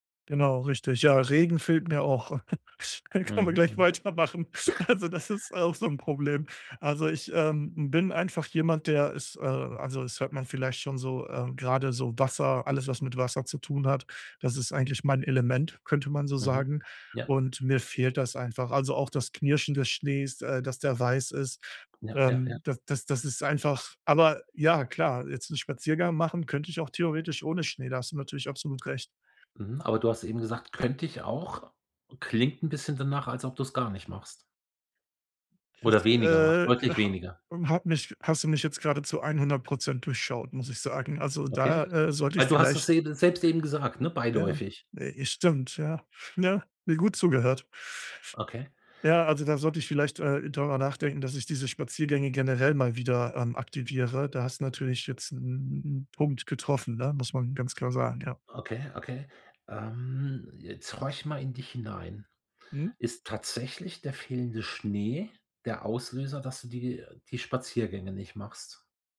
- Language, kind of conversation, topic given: German, advice, Wie kann ich mich an ein neues Klima und Wetter gewöhnen?
- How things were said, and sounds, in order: chuckle; laughing while speaking: "Könn können wir gleich weitermachen. Also das ist auch so 'n Problem"; chuckle